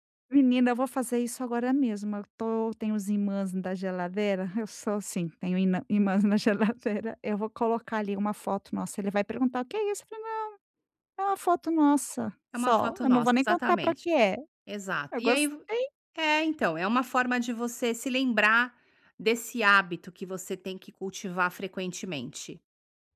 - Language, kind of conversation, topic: Portuguese, advice, Como posso manter a consistência nos meus hábitos quando sinto que estagnei?
- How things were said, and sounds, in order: laughing while speaking: "imãs na geladeira"